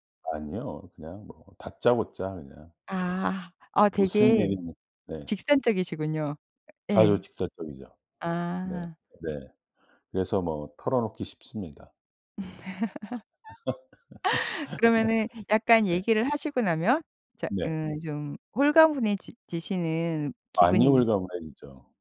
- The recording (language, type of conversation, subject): Korean, podcast, 실패로 인한 죄책감은 어떻게 다스리나요?
- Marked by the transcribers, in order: laugh